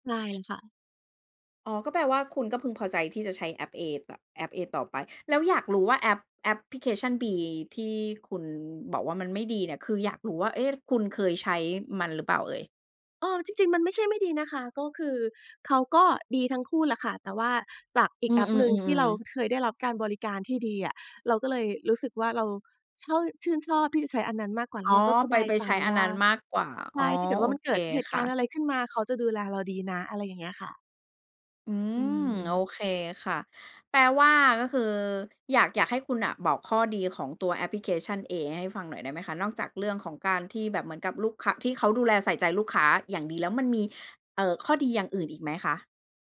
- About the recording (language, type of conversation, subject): Thai, podcast, คุณช่วยเล่าให้ฟังหน่อยได้ไหมว่าแอปไหนที่ช่วยให้ชีวิตคุณง่ายขึ้น?
- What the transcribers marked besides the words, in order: none